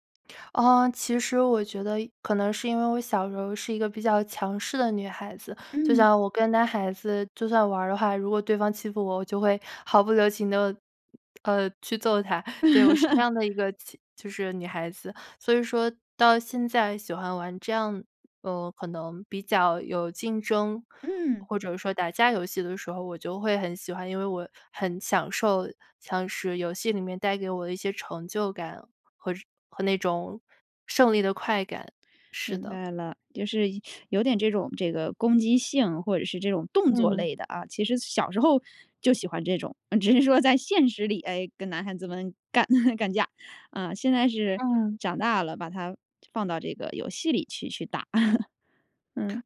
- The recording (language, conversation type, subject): Chinese, podcast, 你小时候最喜欢玩的游戏是什么？
- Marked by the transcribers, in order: laugh; teeth sucking; laughing while speaking: "只是说在"; chuckle; laugh